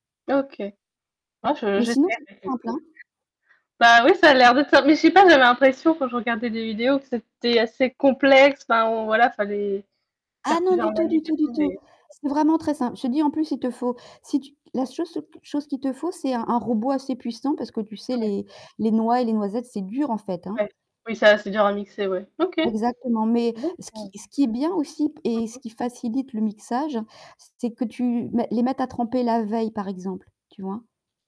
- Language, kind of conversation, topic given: French, unstructured, Qu’est-ce qui fait, selon toi, un bon petit-déjeuner ?
- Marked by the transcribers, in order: distorted speech; unintelligible speech; static; unintelligible speech